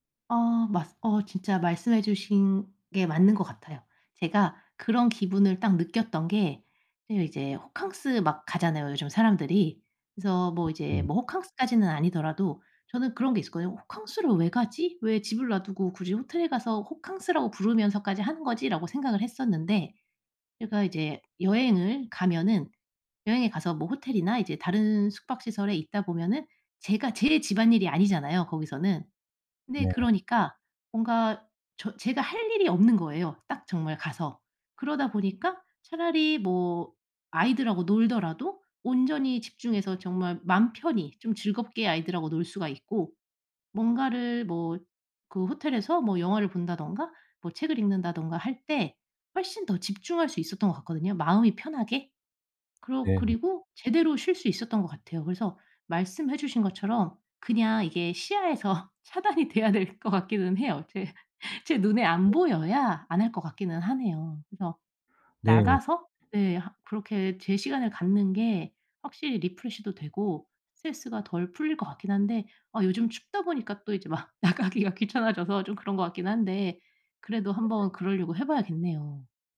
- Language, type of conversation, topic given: Korean, advice, 집에서 편안히 쉬고 스트레스를 잘 풀지 못할 때 어떻게 해야 하나요?
- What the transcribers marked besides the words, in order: unintelligible speech; laughing while speaking: "시야에서 차단이 돼야 될 것 같기는 해요. 제 제"; in English: "리프레시도"; other background noise; laughing while speaking: "나가기가"